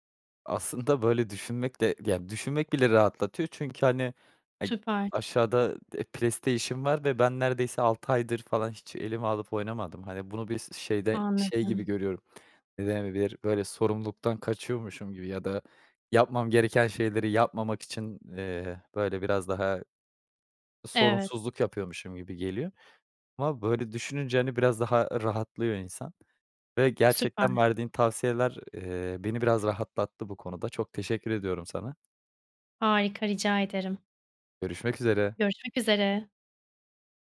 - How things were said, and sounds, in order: other background noise
- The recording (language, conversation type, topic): Turkish, advice, Çoklu görev tuzağı: hiçbir işe derinleşememe